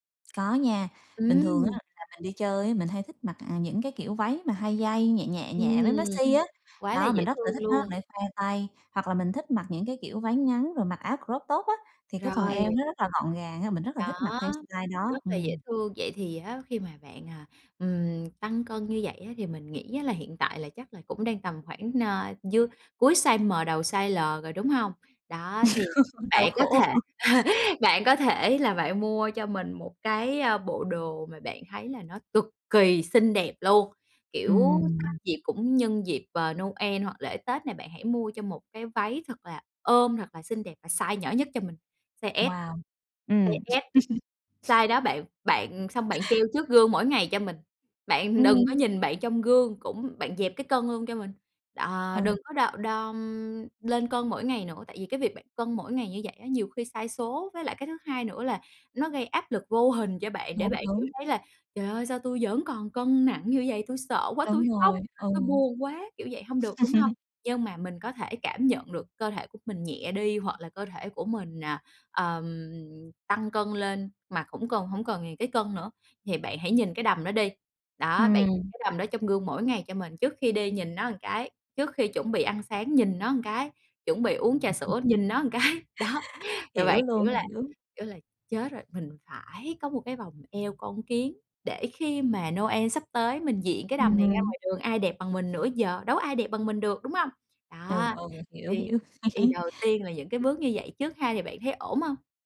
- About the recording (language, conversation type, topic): Vietnamese, advice, Làm sao để giữ kỷ luật khi tôi mất động lực?
- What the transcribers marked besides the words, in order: other background noise; tapping; in English: "croptop"; in English: "style"; laugh; laughing while speaking: "Đau khổ"; laugh; chuckle; laugh; laughing while speaking: "cái, đó"; laugh